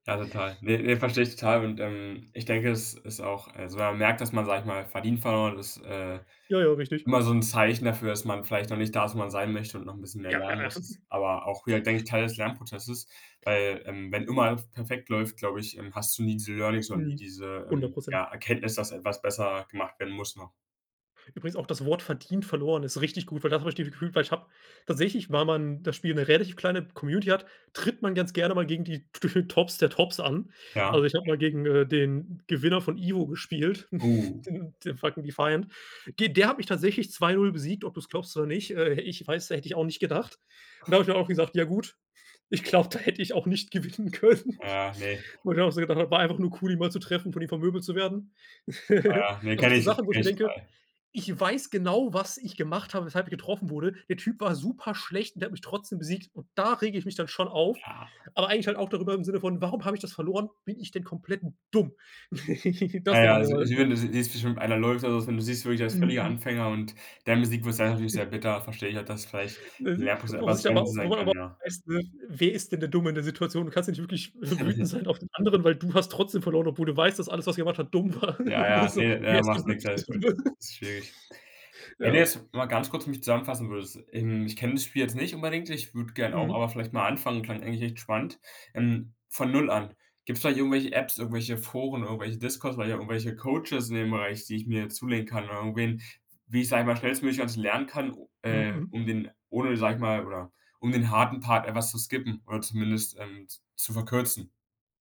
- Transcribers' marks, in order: chuckle; in English: "Learnings"; other noise; chuckle; in English: "fucking defined"; chuckle; laughing while speaking: "gewinnen können"; giggle; stressed: "dumm?"; laugh; unintelligible speech; chuckle; unintelligible speech; laughing while speaking: "wütend"; chuckle; laugh; laughing while speaking: "Wer ist hier wirklich der Dumme?"
- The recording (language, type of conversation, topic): German, podcast, Was hat dich zuletzt beim Lernen richtig begeistert?